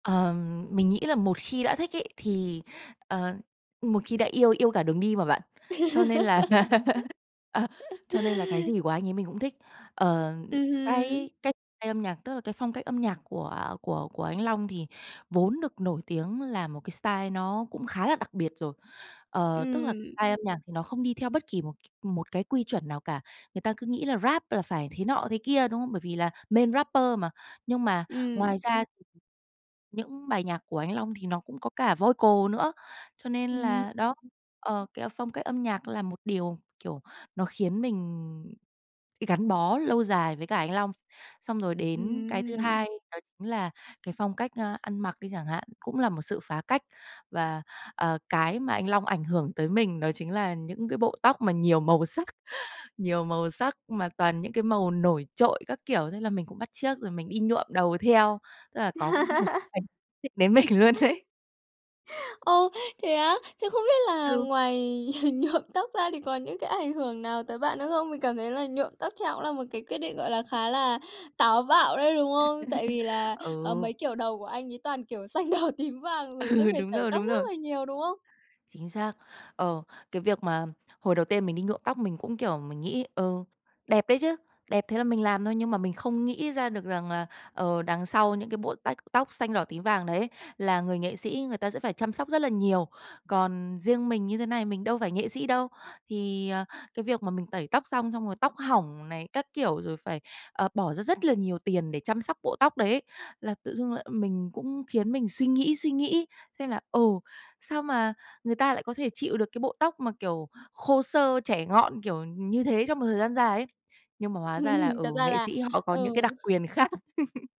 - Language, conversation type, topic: Vietnamese, podcast, Bạn có thuộc cộng đồng người hâm mộ nào không, và vì sao bạn tham gia?
- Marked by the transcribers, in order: laugh; in English: "style"; tapping; in English: "style"; in English: "style"; in English: "main rapper"; background speech; in English: "voi cồ"; "vocal" said as "voi cồ"; chuckle; laugh; laughing while speaking: "định đến mình luôn đấy"; laugh; laughing while speaking: "ngoài nhuộm"; chuckle; laughing while speaking: "xanh, đỏ, tím, vàng"; laughing while speaking: "Ừ, đúng rồi, đúng rồi"; laughing while speaking: "Ừm"; laughing while speaking: "khác"; laugh